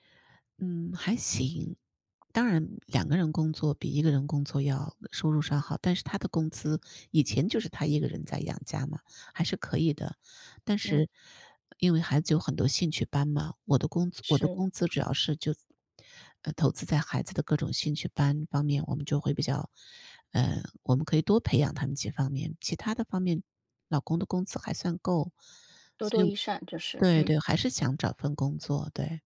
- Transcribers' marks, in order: tapping
- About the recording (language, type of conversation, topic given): Chinese, advice, 我怎么才能减少焦虑和精神疲劳？